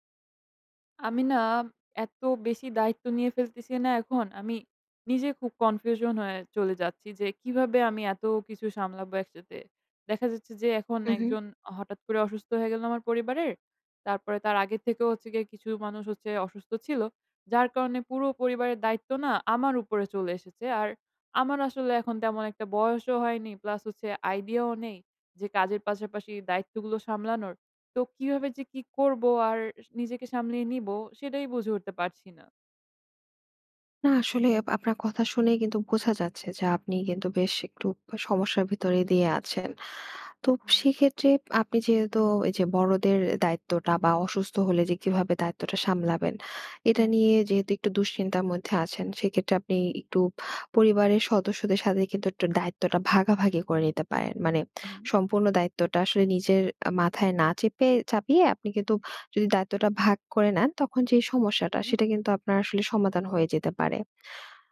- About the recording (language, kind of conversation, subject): Bengali, advice, পরিবারের বড়জন অসুস্থ হলে তাঁর দেখভালের দায়িত্ব আপনি কীভাবে নেবেন?
- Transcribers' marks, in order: none